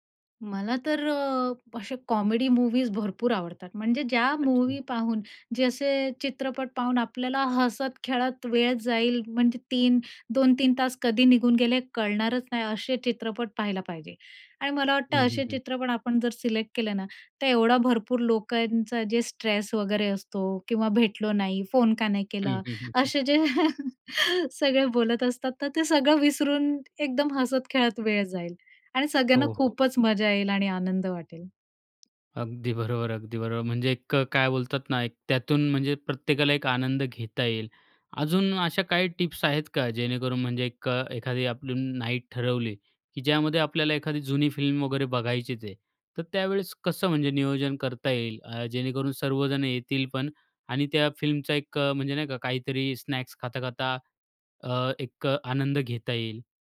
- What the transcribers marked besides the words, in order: in English: "कॉमेडी मूवीज"; in English: "मूवी"; in English: "सिलेक्ट"; in English: "स्ट्रेस"; laugh; other background noise; in English: "नाईट"; in English: "स्नॅक्स"
- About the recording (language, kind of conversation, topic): Marathi, podcast, कुटुंबासोबतच्या त्या जुन्या चित्रपटाच्या रात्रीचा अनुभव तुला किती खास वाटला?